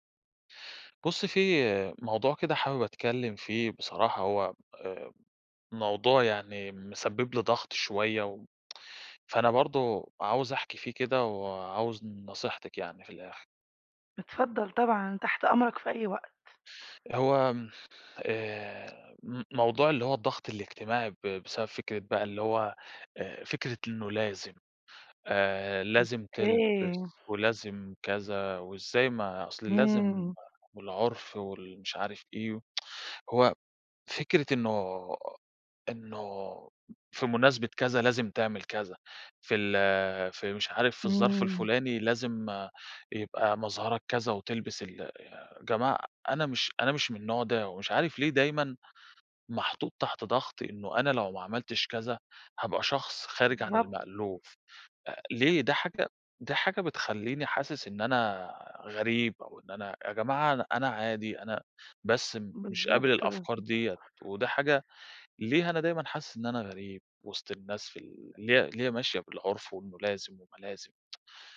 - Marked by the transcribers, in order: tsk
- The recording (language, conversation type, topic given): Arabic, advice, إزاي بتوصف إحساسك تجاه الضغط الاجتماعي اللي بيخليك تصرف أكتر في المناسبات والمظاهر؟